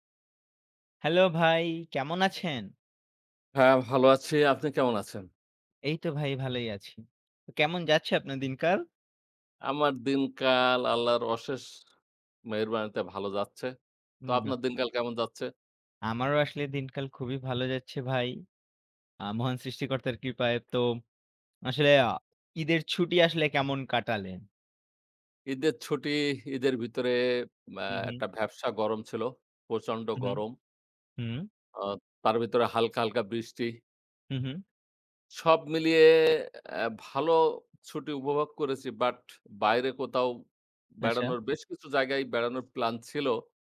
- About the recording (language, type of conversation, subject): Bengali, unstructured, ছবির মাধ্যমে গল্প বলা কেন গুরুত্বপূর্ণ?
- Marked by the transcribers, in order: none